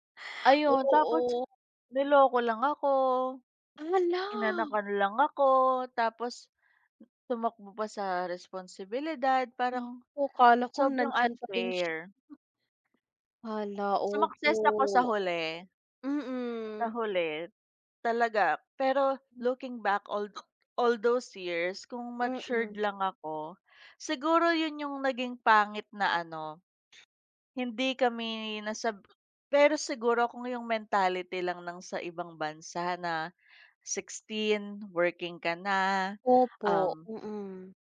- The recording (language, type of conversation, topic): Filipino, unstructured, Paano mo hinarap ang sitwasyong hindi sumang-ayon ang pamilya mo sa desisyon mo?
- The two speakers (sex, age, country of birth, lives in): female, 25-29, Philippines, Philippines; female, 30-34, Philippines, Philippines
- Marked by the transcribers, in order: other background noise; hiccup